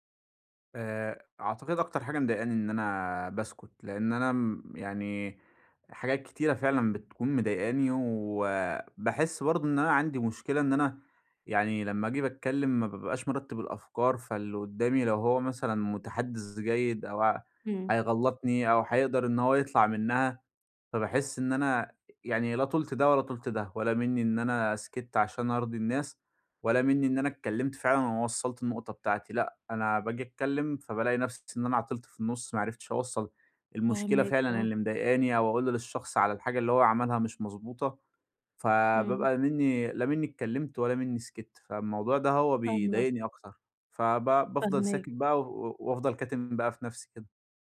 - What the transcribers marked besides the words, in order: none
- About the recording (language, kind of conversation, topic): Arabic, advice, إزاي أعبّر عن نفسي بصراحة من غير ما أخسر قبول الناس؟